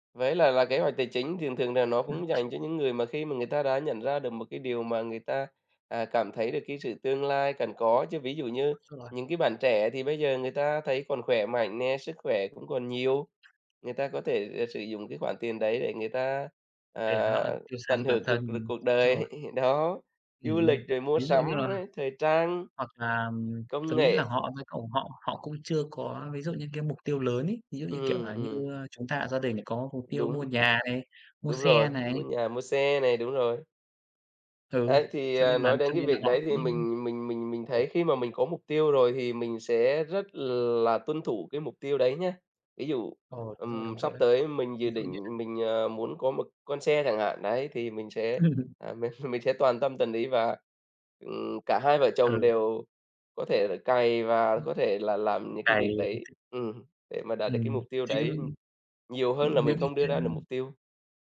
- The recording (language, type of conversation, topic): Vietnamese, unstructured, Bạn có kế hoạch tài chính cho tương lai không?
- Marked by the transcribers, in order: other background noise; laugh; tapping; laugh; laughing while speaking: "mình"